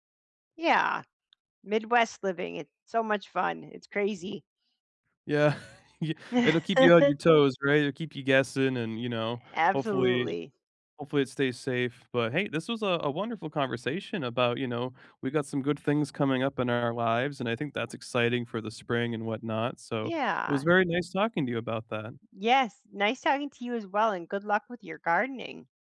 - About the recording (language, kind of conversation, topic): English, unstructured, What are you looking forward to in the next month?
- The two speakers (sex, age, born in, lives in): female, 45-49, United States, United States; male, 35-39, United States, United States
- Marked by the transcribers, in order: tapping; chuckle; other background noise